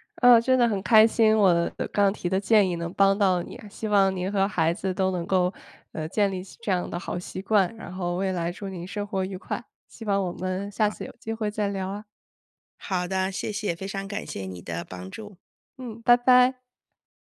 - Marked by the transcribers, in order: other background noise
- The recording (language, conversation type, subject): Chinese, advice, 我努力培养好习惯，但总是坚持不久，该怎么办？